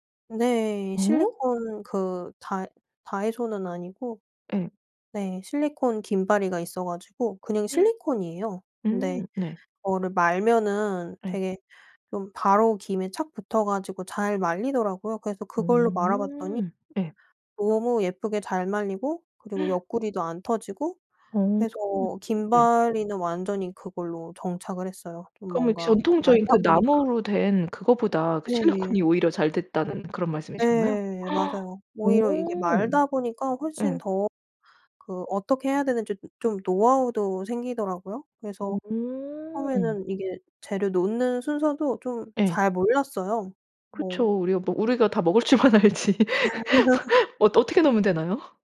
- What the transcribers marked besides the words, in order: gasp; gasp; other background noise; gasp; tapping; laughing while speaking: "줄만 알지"; laughing while speaking: "아"; laugh
- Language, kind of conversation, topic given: Korean, podcast, 음식으로 자신의 문화를 소개해 본 적이 있나요?